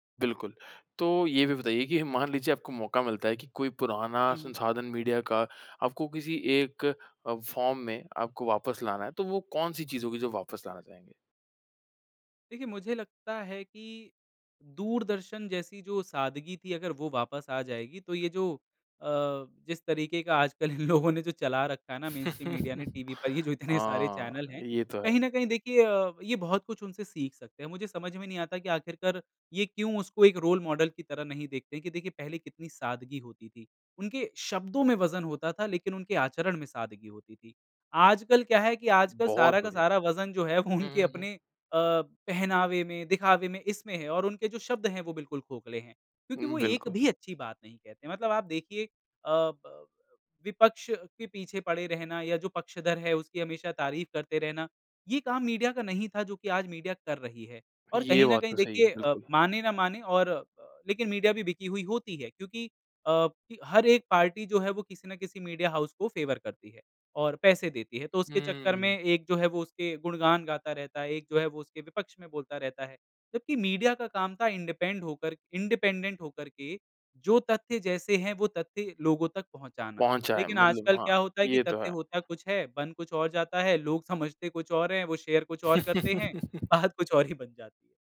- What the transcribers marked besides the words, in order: in English: "फ़ार्म"; laughing while speaking: "इन लोगों ने"; in English: "मेनस्ट्रीम मीडिया"; chuckle; tapping; laughing while speaking: "जो इतने सारे"; laughing while speaking: "वो उनके"; in English: "मीडिया हाउस"; in English: "फ़ेवर"; in English: "इंडिपेंड"; in English: "इंडिपेंडेंट"; in English: "शेयर"; laugh; laughing while speaking: "बात कुछ और ही बन जाती"
- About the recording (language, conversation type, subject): Hindi, podcast, तुम्हारे मुताबिक़ पुराने मीडिया की कौन-सी बात की कमी आज महसूस होती है?